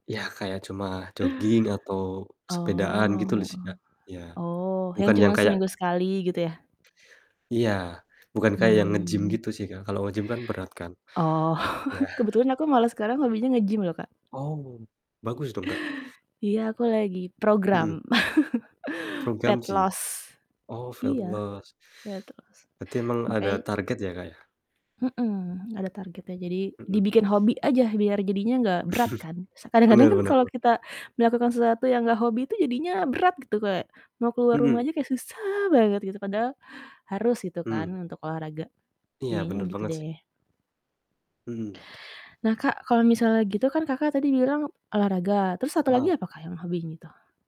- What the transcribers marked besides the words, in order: distorted speech; drawn out: "Oh"; mechanical hum; static; chuckle; chuckle; in English: "fat loss"; in English: "fat loss"; in English: "fat loss"; chuckle; tapping; stressed: "susah"; other background noise
- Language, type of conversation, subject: Indonesian, unstructured, Bagaimana kamu meyakinkan orang lain untuk mencoba hobi yang kamu sukai?